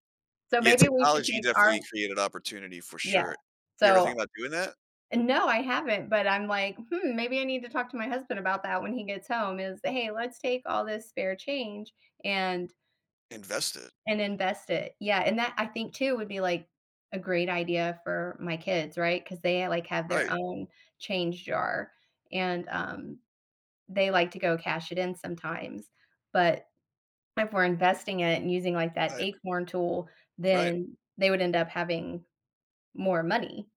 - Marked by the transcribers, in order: other background noise; tapping
- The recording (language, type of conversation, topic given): English, unstructured, What is an easy first step to building better saving habits?
- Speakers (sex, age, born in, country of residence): female, 45-49, United States, United States; male, 35-39, United States, United States